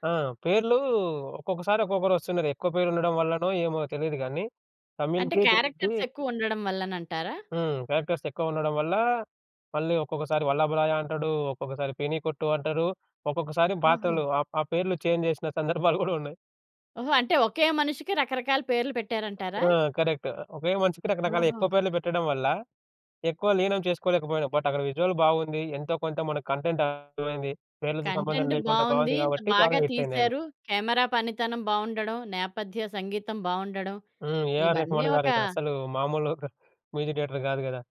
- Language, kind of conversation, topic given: Telugu, podcast, డబ్బింగ్ లేదా ఉపశీర్షికలు—మీ అభిప్రాయం ఏమిటి?
- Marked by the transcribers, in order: in English: "క్యారెక్టర్స్"; in English: "క్యారెక్టర్స్"; in English: "చేంజ్"; other background noise; in English: "బట్"; in English: "విజువల్"; in English: "కంటెంట్"; background speech; in English: "కంటెంట్"; in English: "కెమెరా"